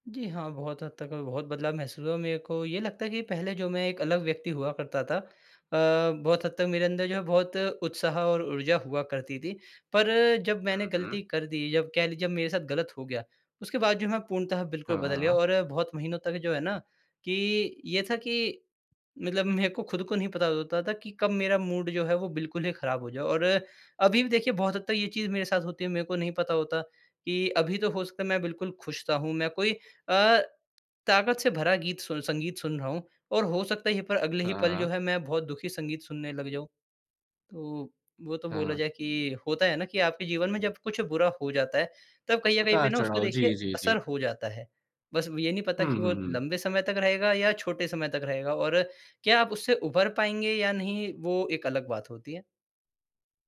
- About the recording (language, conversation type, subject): Hindi, podcast, ग़लतियों से आपने क्या सीखा है?
- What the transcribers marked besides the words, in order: in English: "मूड"